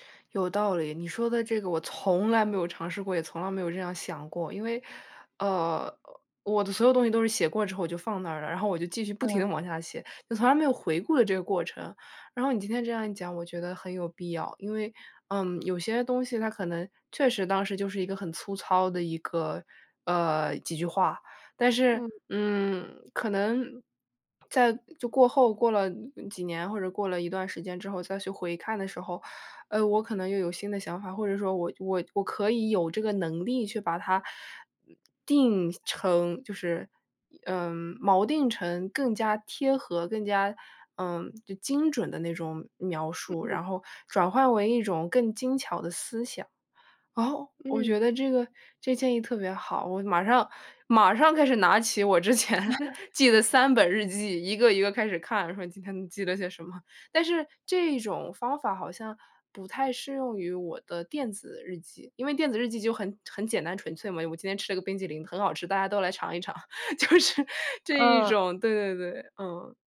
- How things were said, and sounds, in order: other noise; surprised: "哦"; laughing while speaking: "之前"; chuckle; laughing while speaking: "什么"; laughing while speaking: "就是"
- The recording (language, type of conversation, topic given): Chinese, advice, 写作怎样能帮助我更了解自己？